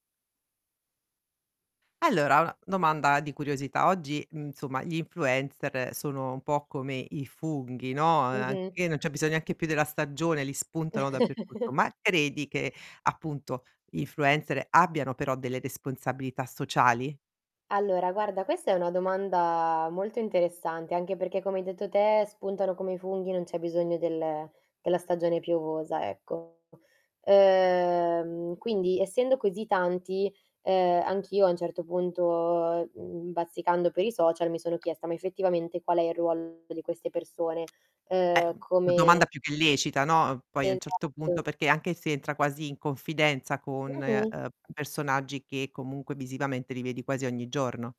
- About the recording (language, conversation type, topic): Italian, podcast, Credi che gli influencer abbiano delle responsabilità sociali?
- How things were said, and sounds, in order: chuckle; static; distorted speech; drawn out: "Ehm"; tapping; drawn out: "Ehm"